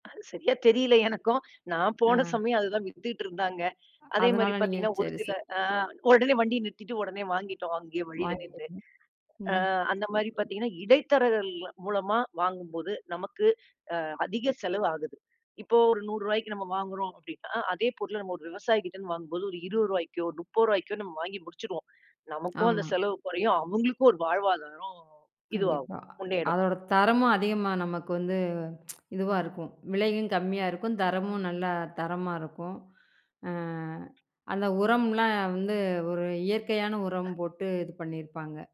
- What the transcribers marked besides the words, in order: other noise; tsk
- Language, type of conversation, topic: Tamil, podcast, உழவரிடம் நேரடியாக தொடர்பு கொண்டு வாங்குவதால் கிடைக்கும் நன்மைகள் என்னென்ன?